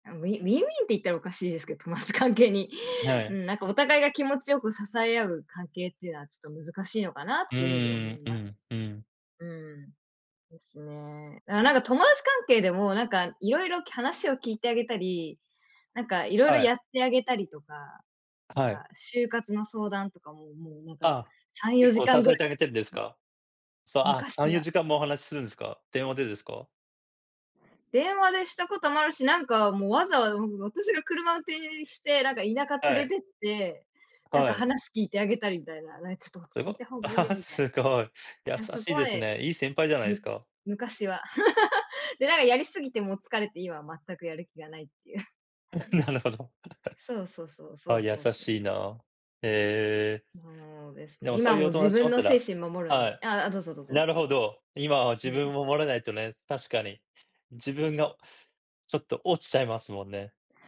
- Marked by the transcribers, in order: unintelligible speech; laughing while speaking: "友達関係に"; "話" said as "きゃなし"; laugh; laugh; tapping; chuckle; laughing while speaking: "なるほど"; chuckle
- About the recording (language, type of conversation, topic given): Japanese, unstructured, 趣味を通じて友達を作ることは大切だと思いますか？